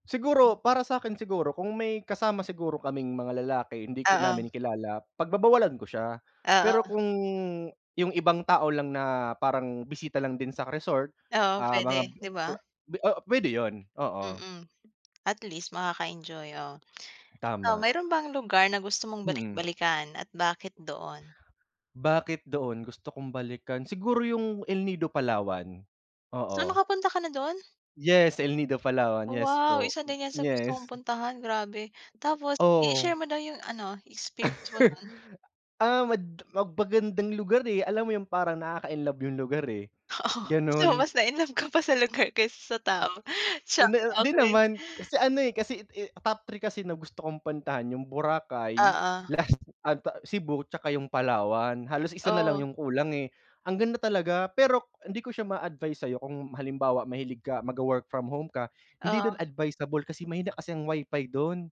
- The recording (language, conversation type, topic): Filipino, unstructured, Anong uri ng lugar ang gusto mong puntahan kapag nagbabakasyon?
- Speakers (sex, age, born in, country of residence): female, 25-29, Philippines, Philippines; male, 30-34, Philippines, Philippines
- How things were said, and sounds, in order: laugh; other background noise